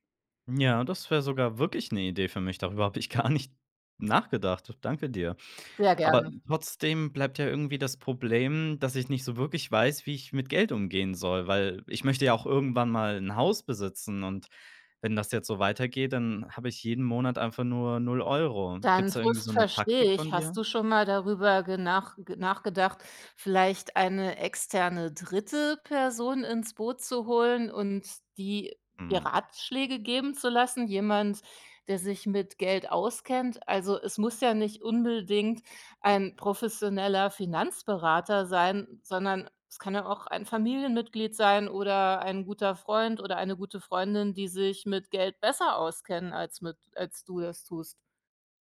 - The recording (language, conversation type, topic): German, advice, Wie können wir einen Konflikt wegen Geld oder unterschiedlicher Ausgabenprioritäten lösen?
- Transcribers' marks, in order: laughing while speaking: "gar nicht"